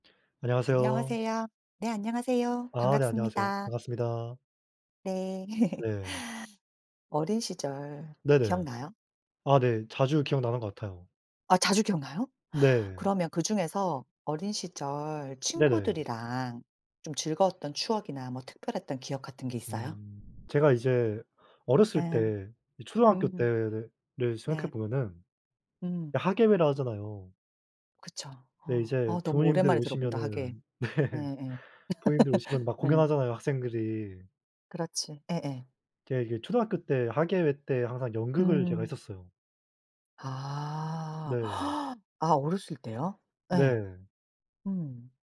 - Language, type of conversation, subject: Korean, unstructured, 어린 시절 친구들과의 추억 중 가장 즐거웠던 기억은 무엇인가요?
- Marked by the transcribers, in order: laugh; other background noise; laughing while speaking: "네"; laugh; gasp